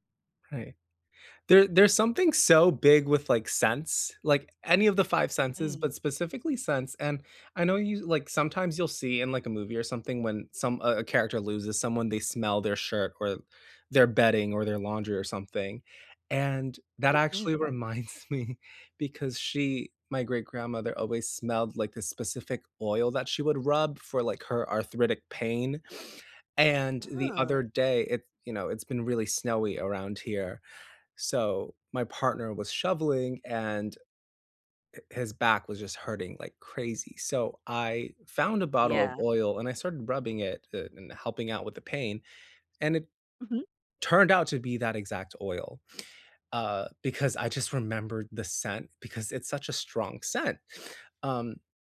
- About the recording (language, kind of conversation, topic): English, unstructured, What role do memories play in coping with loss?
- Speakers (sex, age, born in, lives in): female, 40-44, United States, United States; male, 20-24, United States, United States
- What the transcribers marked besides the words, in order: laughing while speaking: "reminds me"; other background noise